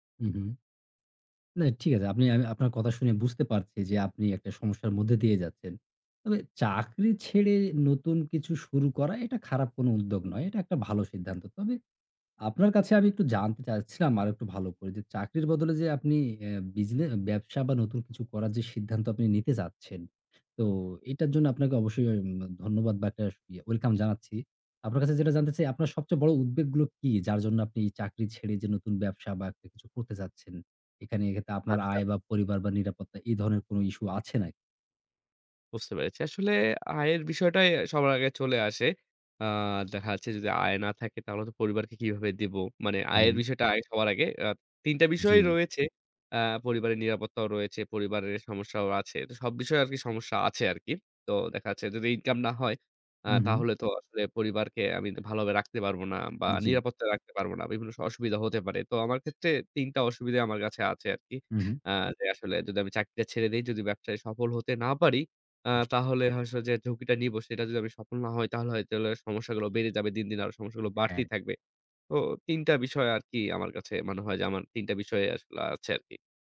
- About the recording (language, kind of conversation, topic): Bengali, advice, স্থায়ী চাকরি ছেড়ে নতুন উদ্যোগের ঝুঁকি নেওয়া নিয়ে আপনার দ্বিধা কীভাবে কাটাবেন?
- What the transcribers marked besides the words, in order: other background noise; tapping; "হয়তো" said as "হয়শ"